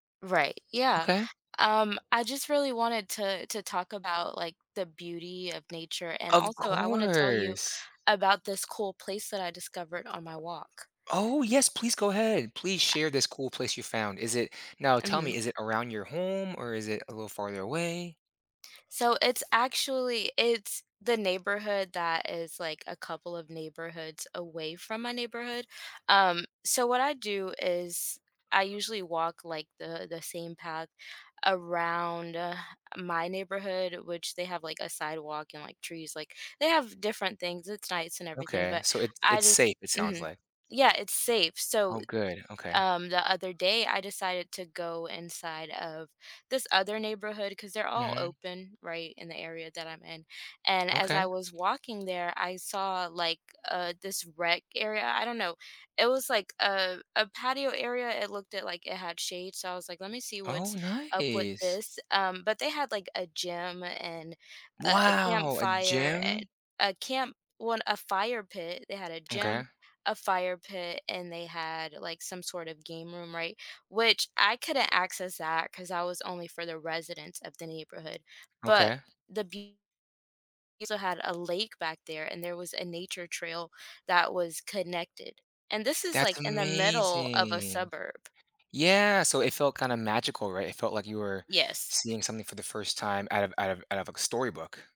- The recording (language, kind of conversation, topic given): English, advice, How can I enjoy nature more during my walks?
- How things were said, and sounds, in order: other background noise; tapping